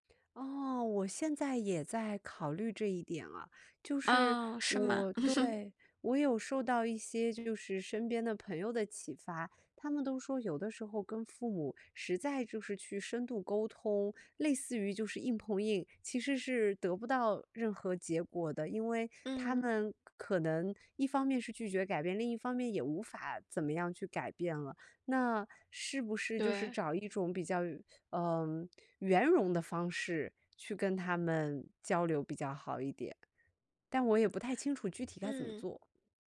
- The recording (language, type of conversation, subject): Chinese, advice, 当父母反复批评你的养育方式或生活方式时，你该如何应对这种受挫和疲惫的感觉？
- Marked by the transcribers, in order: laugh